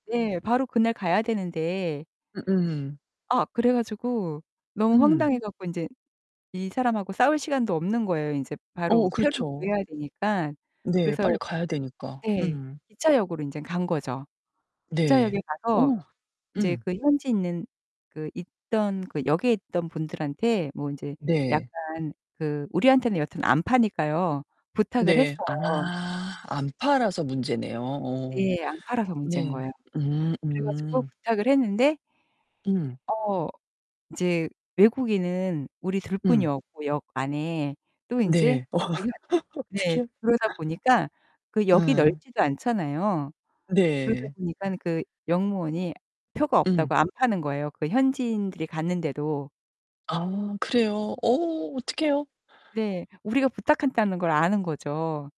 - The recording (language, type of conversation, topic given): Korean, podcast, 여행 중에 누군가에게 도움을 받거나 도움을 준 적이 있으신가요?
- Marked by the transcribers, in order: other background noise; distorted speech; static; laughing while speaking: "어어 어떡해요"